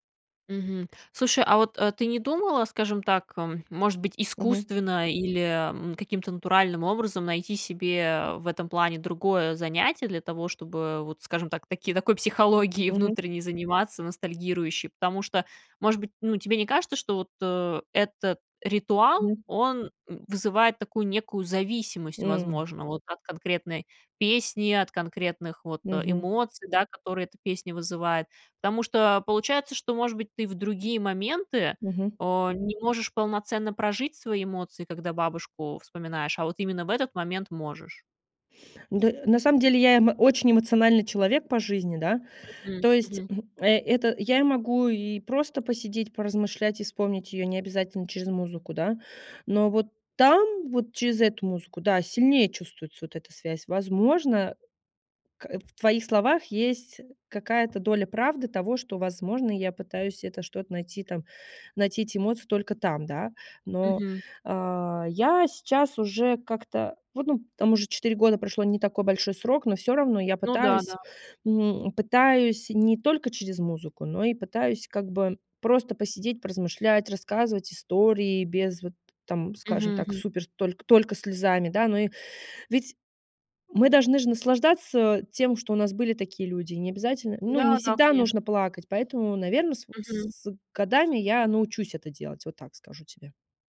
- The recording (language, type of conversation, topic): Russian, podcast, Какая песня заставляет тебя плакать и почему?
- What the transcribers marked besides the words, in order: laughing while speaking: "психологией"; other background noise; tapping